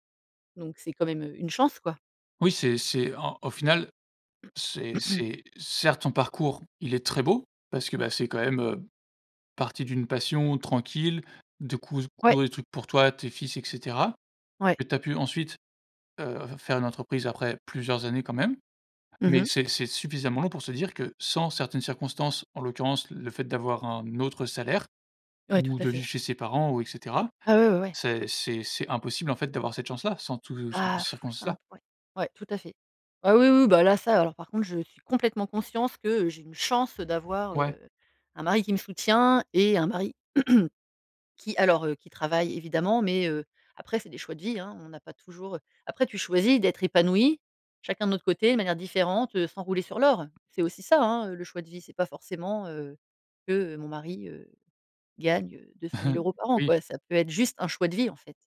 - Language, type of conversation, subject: French, podcast, Comment transformer une compétence en un travail rémunéré ?
- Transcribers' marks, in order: throat clearing; blowing; stressed: "chance"; throat clearing; stressed: "épanoui"; tapping; chuckle